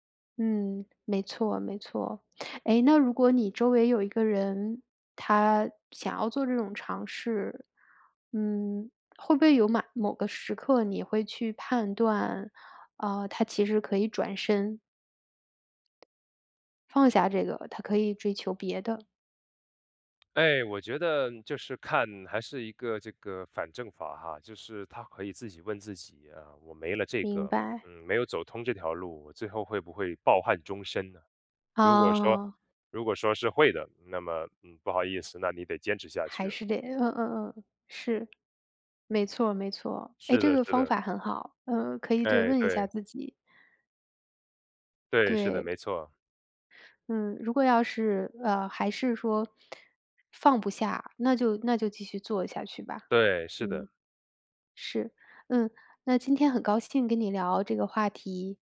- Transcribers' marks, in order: other background noise
- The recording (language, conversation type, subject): Chinese, podcast, 你觉得野心和幸福可以共存吗？
- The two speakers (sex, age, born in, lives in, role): female, 35-39, China, United States, host; male, 30-34, China, United States, guest